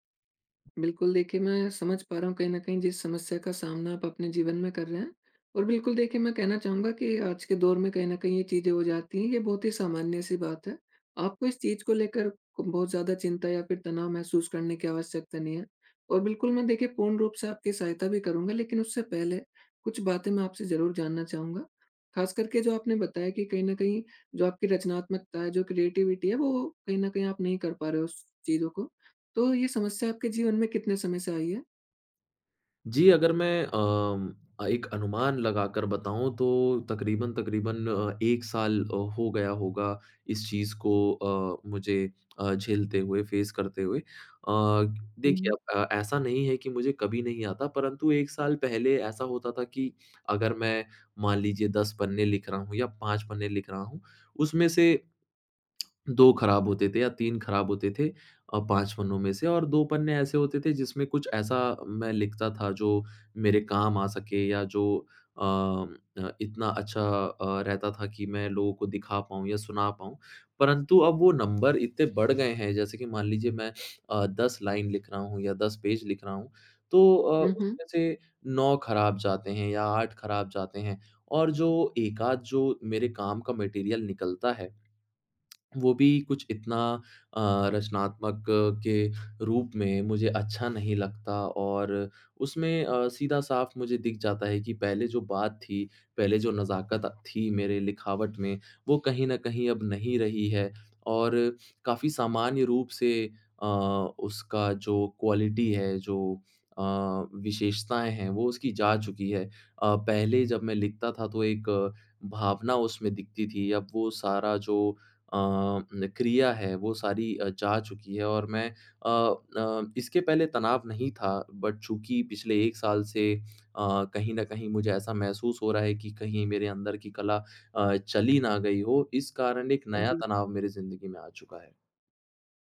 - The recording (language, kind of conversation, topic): Hindi, advice, क्या मैं रोज़ रचनात्मक अभ्यास शुरू नहीं कर पा रहा/रही हूँ?
- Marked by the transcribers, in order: tapping; in English: "क्रिएटिविटी"; other background noise; in English: "फेस"; lip smack; in English: "नंबर"; in English: "लाइन"; in English: "मटेरियल"; lip smack; in English: "क्वालिटी"; in English: "बट"